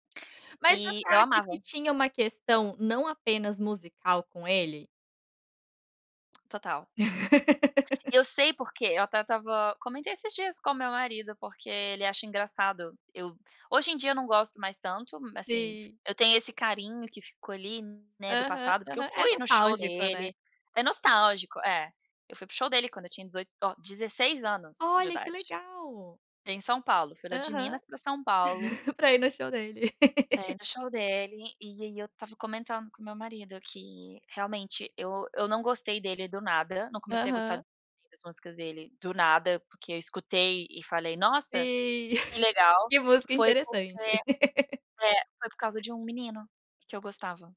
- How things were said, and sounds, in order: other background noise; laugh; laugh; laugh; joyful: "Sim"; laugh; laugh
- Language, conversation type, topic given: Portuguese, podcast, Qual canção te transporta imediatamente para outra época da vida?